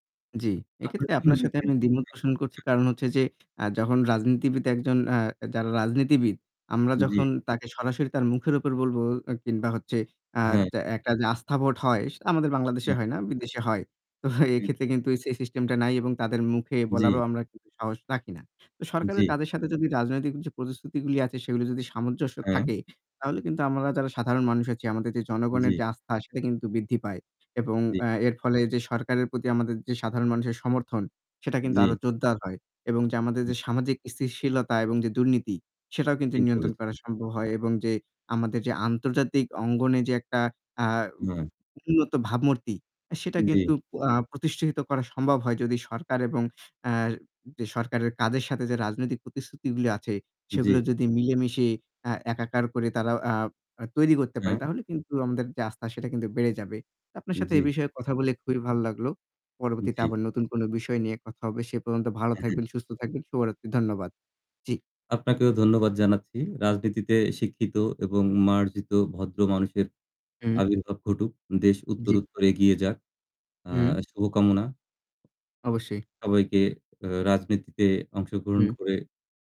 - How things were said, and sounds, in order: static; distorted speech; unintelligible speech; laughing while speaking: "তো"; "স্থিতিশীলতা" said as "স্থিশীলতা"; "প্রতিষ্ঠিত" said as "প্রতিষ্ঠিথিত"; other background noise
- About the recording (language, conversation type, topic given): Bengali, unstructured, আপনি কি মনে করেন রাজনৈতিক প্রতিশ্রুতিগুলো সত্যিই পালন করা হয়?